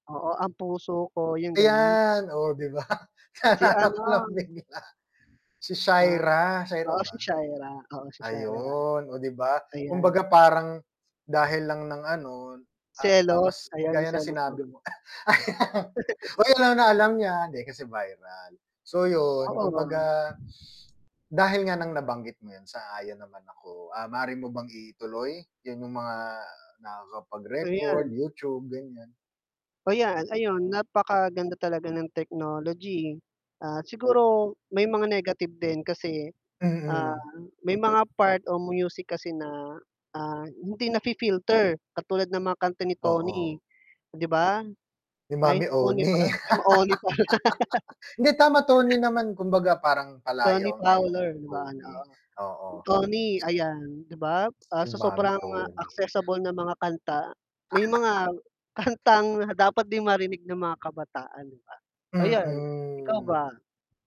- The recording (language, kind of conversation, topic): Filipino, unstructured, Paano mo ilalarawan ang mga pagbabagong naganap sa musika mula noon hanggang ngayon?
- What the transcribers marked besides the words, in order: static; laughing while speaking: "'di ba, naalala ko lang bigla"; distorted speech; cough; laugh; chuckle; laughing while speaking: "Oni"; laughing while speaking: "Oni pala"; laugh; laugh; scoff